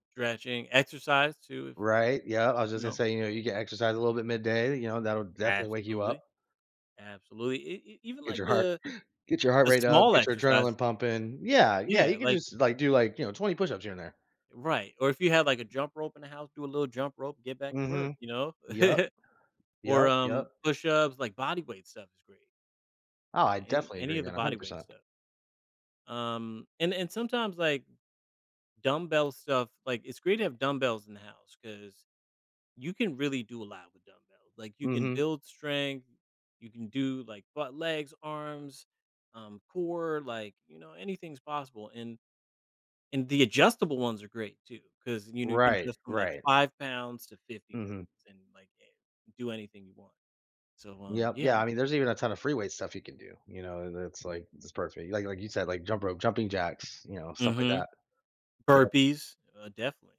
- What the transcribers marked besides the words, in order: other noise; other background noise; chuckle; tapping
- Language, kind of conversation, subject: English, advice, How can I make my leisure time feel more satisfying when I often feel restless?
- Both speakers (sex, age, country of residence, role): male, 35-39, United States, advisor; male, 35-39, United States, user